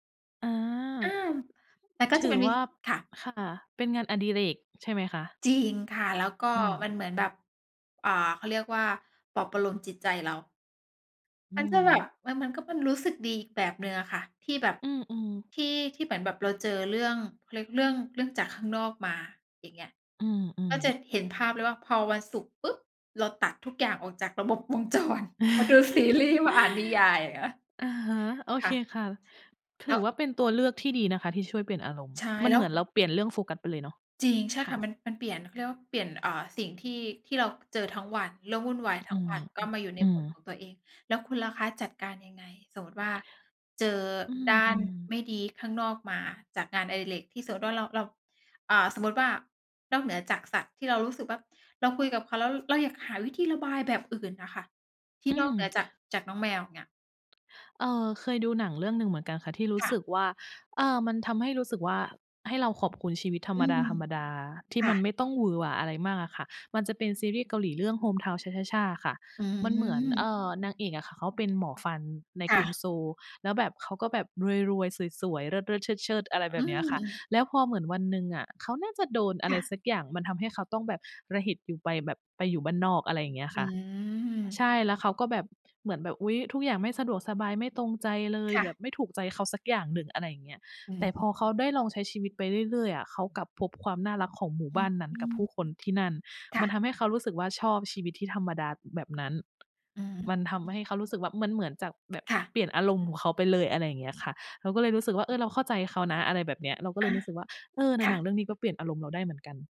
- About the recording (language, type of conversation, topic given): Thai, unstructured, มีอะไรช่วยให้คุณรู้สึกดีขึ้นตอนอารมณ์ไม่ดีไหม?
- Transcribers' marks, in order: other background noise; chuckle; laughing while speaking: "วงจรมาดูซีรีส์ มาอ่านนิยายอย่างเงี้ย"; tapping; tsk